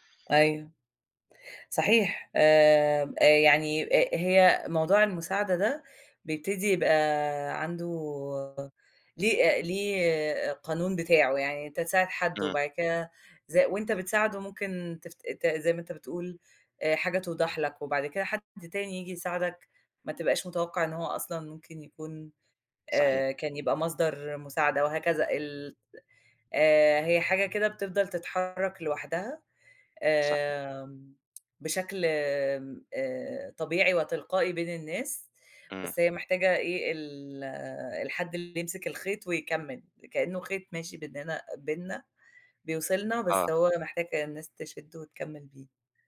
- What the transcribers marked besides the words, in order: none
- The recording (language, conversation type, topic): Arabic, unstructured, إيه اللي بيخلّيك تحس بالرضا عن نفسك؟